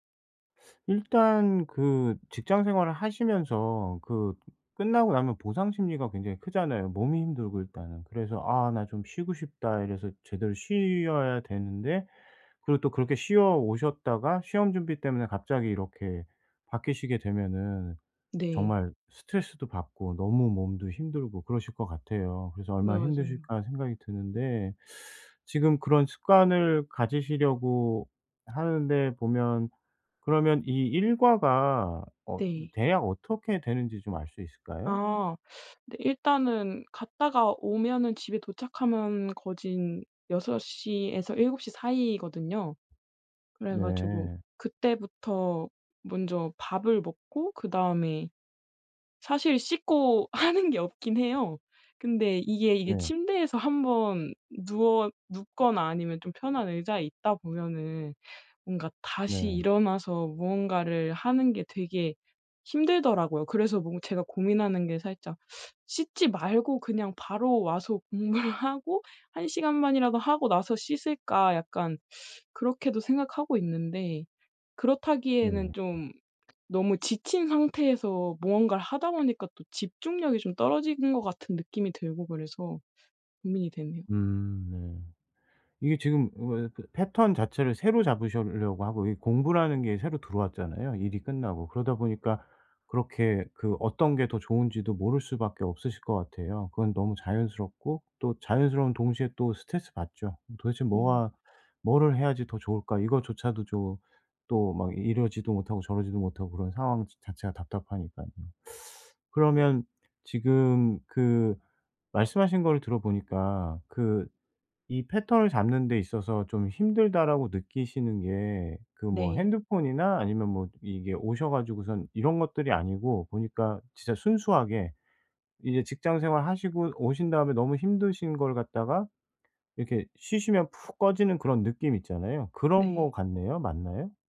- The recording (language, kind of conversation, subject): Korean, advice, 어떻게 새로운 일상을 만들고 꾸준한 습관을 들일 수 있을까요?
- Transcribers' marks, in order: teeth sucking; other background noise; teeth sucking; laughing while speaking: "하는 게"; teeth sucking; laughing while speaking: "공부를"; teeth sucking; "잡으시려고" said as "잡으셔려고"; teeth sucking